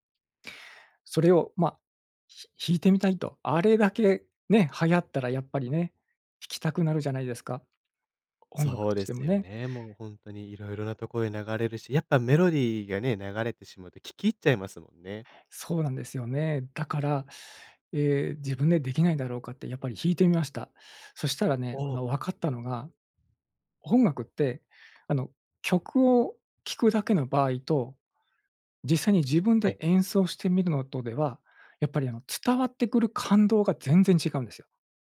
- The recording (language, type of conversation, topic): Japanese, podcast, 子どもの頃の音楽体験は今の音楽の好みに影響しますか？
- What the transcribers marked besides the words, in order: none